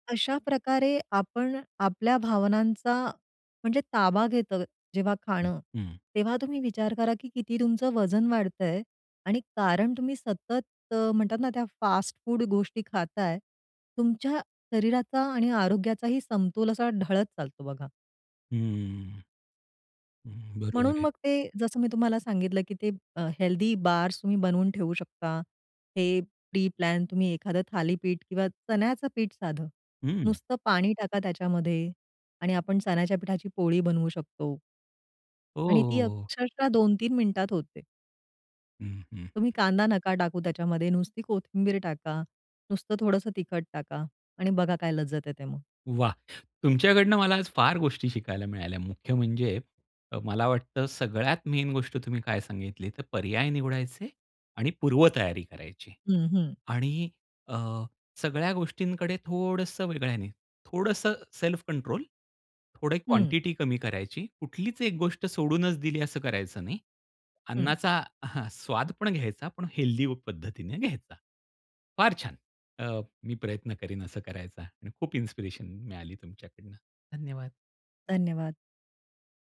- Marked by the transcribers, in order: in English: "हेल्थी बार्स"; in English: "प्री प्लॅन"; tapping; in English: "मेन"; in English: "सेल्फ कंट्रोल"
- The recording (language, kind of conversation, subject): Marathi, podcast, चव आणि आरोग्यात तुम्ही कसा समतोल साधता?